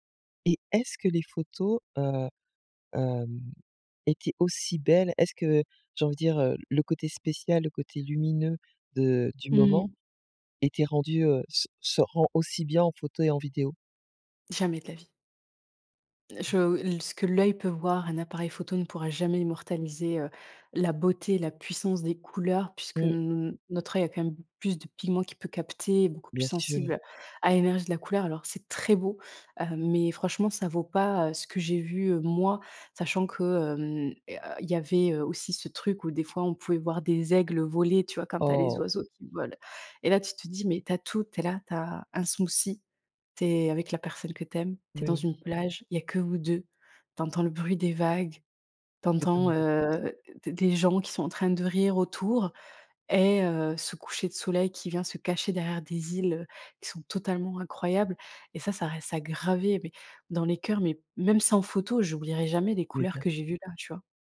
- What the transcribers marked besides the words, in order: other background noise; tapping
- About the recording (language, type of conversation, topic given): French, podcast, Quel paysage t’a coupé le souffle en voyage ?